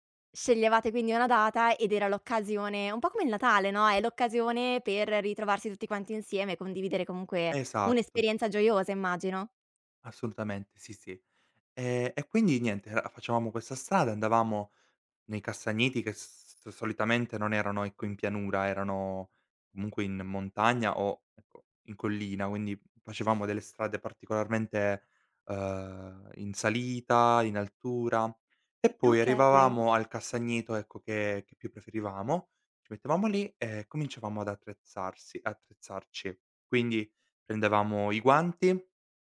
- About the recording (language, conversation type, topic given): Italian, podcast, Qual è una tradizione di famiglia che ricordi con affetto?
- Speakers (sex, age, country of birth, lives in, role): female, 25-29, Italy, Italy, host; male, 18-19, Italy, Italy, guest
- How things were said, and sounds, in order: tapping; other background noise